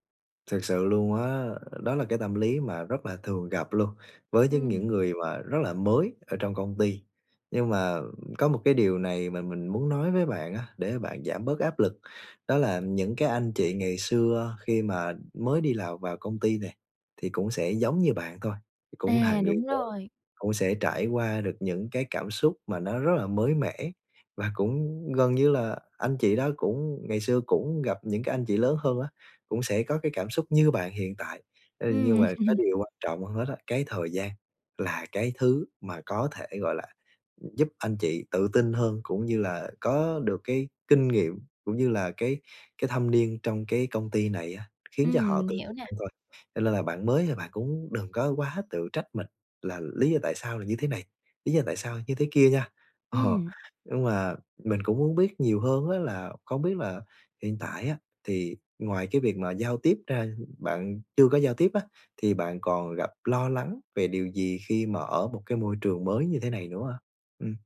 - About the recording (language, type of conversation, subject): Vietnamese, advice, Làm sao để giao tiếp tự tin khi bước vào một môi trường xã hội mới?
- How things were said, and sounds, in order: tapping; laughing while speaking: "là"; laugh